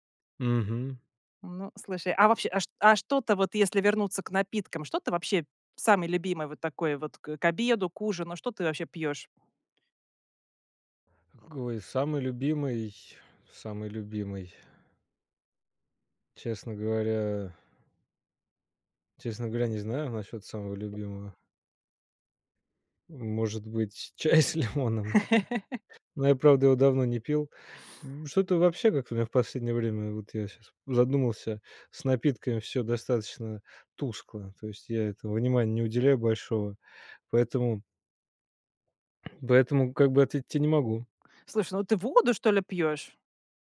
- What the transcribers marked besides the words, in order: other background noise; laughing while speaking: "чай с лимоном"; chuckle; tapping; stressed: "воду"
- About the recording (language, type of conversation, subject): Russian, podcast, Какие напитки помогают или мешают тебе спать?